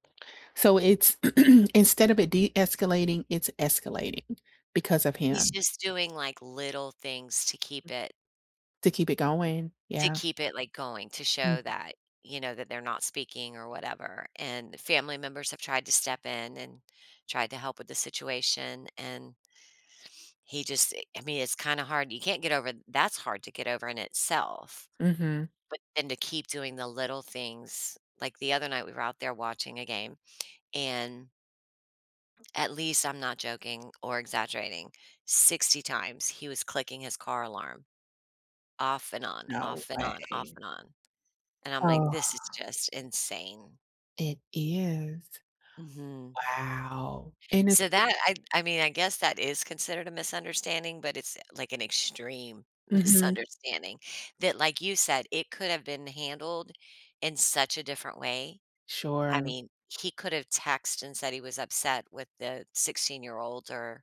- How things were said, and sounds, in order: throat clearing; other background noise; tapping; laughing while speaking: "misunderstanding"
- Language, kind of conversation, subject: English, unstructured, How can I handle a recurring misunderstanding with someone close?